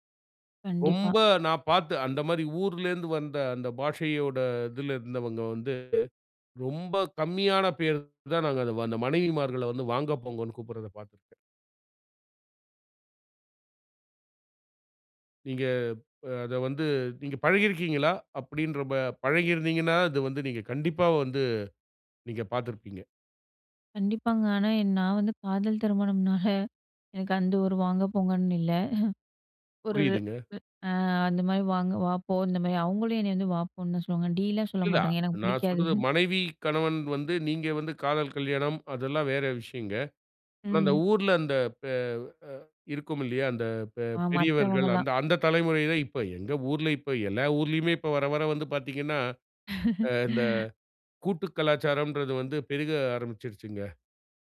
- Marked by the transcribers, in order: tapping; chuckle; chuckle; chuckle; laugh
- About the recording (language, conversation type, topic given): Tamil, podcast, மொழி உங்கள் தனிச்சமுதாயத்தை எப்படிக் கட்டமைக்கிறது?